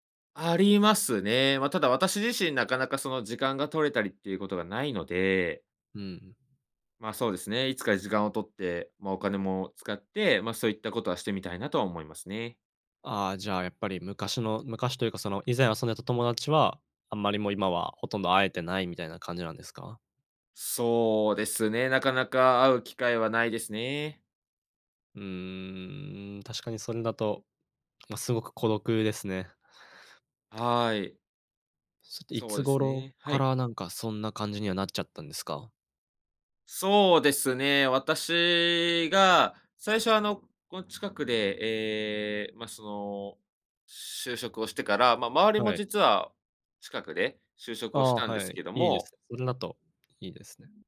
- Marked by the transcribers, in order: "それって" said as "そって"
- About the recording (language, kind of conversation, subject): Japanese, advice, 趣味に取り組む時間や友人と過ごす時間が減って孤独を感じるのはなぜですか？